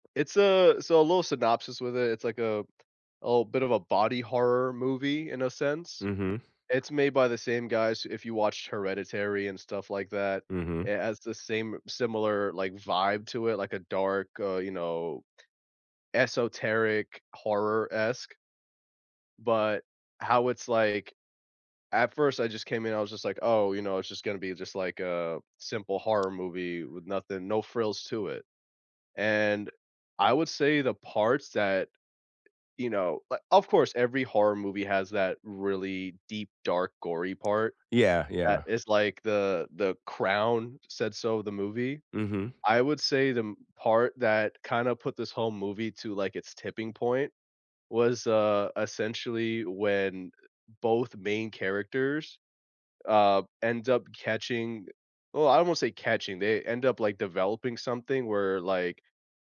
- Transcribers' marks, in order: background speech; tapping; other background noise
- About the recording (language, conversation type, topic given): English, unstructured, What makes something you watch a must-see for you—and worth recommending to friends?
- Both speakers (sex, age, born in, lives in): male, 30-34, United States, United States; male, 60-64, United States, United States